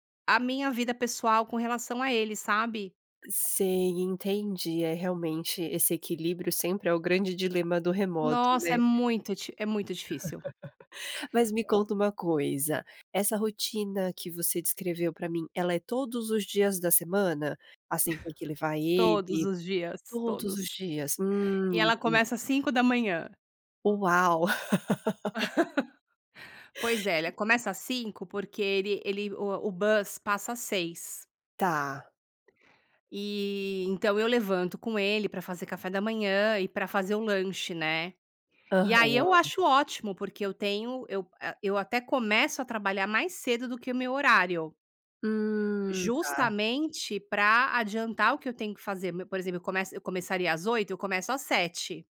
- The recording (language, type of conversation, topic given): Portuguese, advice, Como foi a sua transição para o trabalho remoto e por que tem sido difícil delimitar horários?
- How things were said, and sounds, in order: laugh; laugh; tapping; laugh; "ela" said as "elha"; laugh; "ele" said as "eri"; in English: "bus"